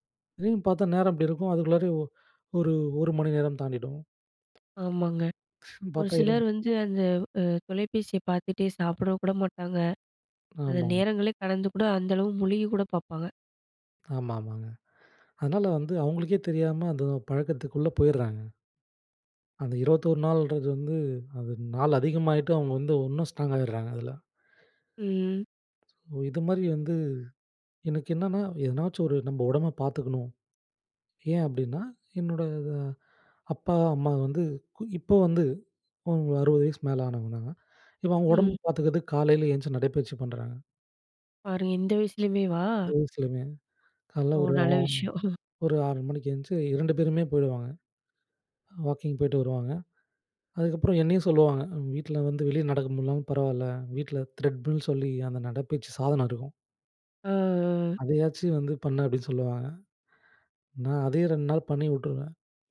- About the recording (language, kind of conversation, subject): Tamil, podcast, மாறாத பழக்கத்தை மாற்ற ஆசை வந்தா ஆரம்பம் எப்படி?
- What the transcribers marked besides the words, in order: other background noise; laughing while speaking: "பாத்தா இரண்"; chuckle; in English: "த்ரெட்மில்"